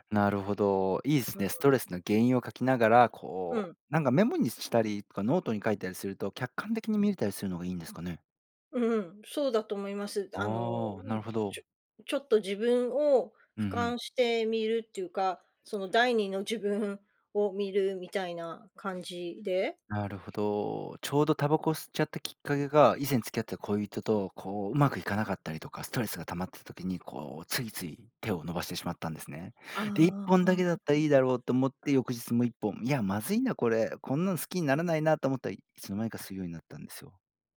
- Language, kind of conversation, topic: Japanese, advice, 自分との約束を守れず、目標を最後までやり抜けないのはなぜですか？
- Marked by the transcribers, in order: other background noise